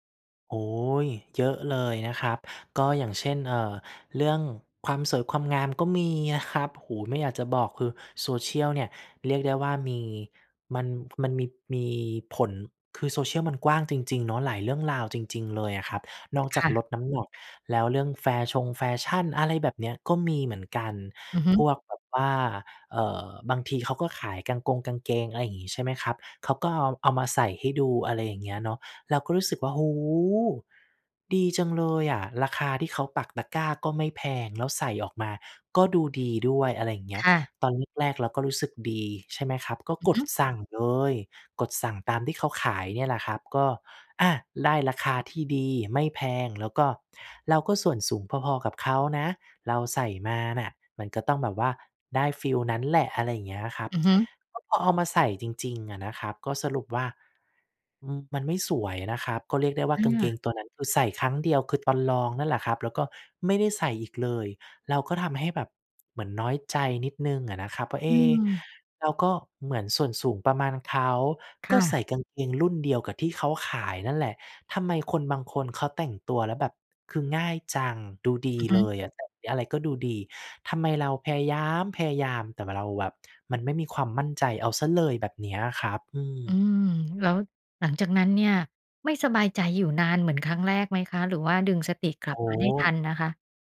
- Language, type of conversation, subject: Thai, podcast, โซเชียลมีเดียส่งผลต่อความมั่นใจของเราอย่างไร?
- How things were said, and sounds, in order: tapping; stressed: "พยายาม"